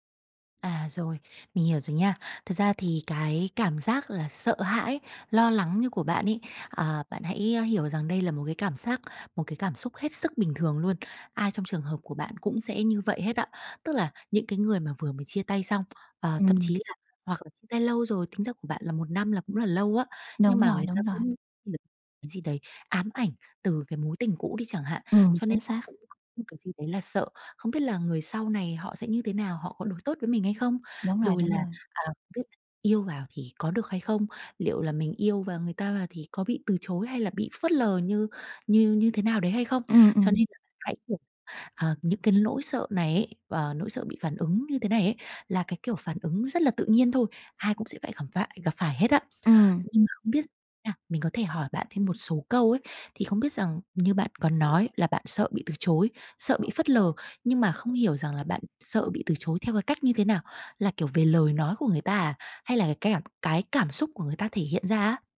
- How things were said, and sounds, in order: tapping; other background noise
- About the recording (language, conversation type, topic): Vietnamese, advice, Bạn làm thế nào để vượt qua nỗi sợ bị từ chối khi muốn hẹn hò lại sau chia tay?